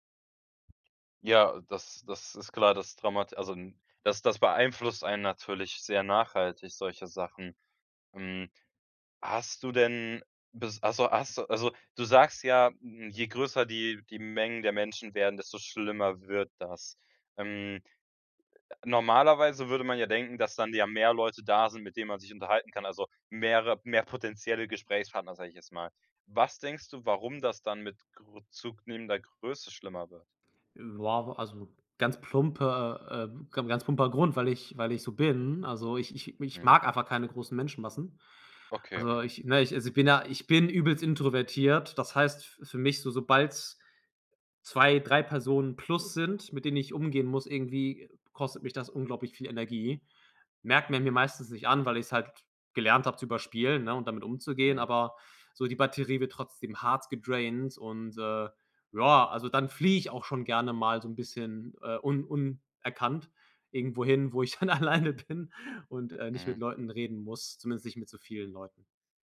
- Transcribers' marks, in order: tapping; other background noise; in English: "gedraint"; laughing while speaking: "dann alleine bin"
- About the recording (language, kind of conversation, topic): German, advice, Wie kann ich mich trotz Angst vor Bewertung und Ablehnung selbstsicherer fühlen?